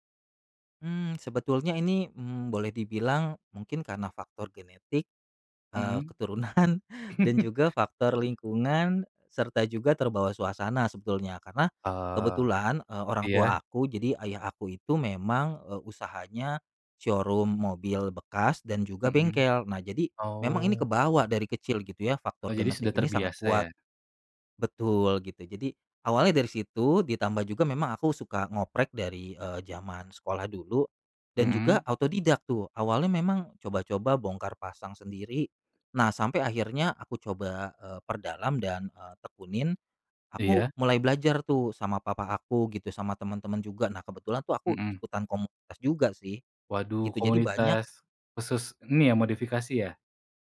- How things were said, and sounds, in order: laughing while speaking: "keturunan"; chuckle; in English: "showroom"
- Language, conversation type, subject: Indonesian, podcast, Tips untuk pemula yang ingin mencoba hobi ini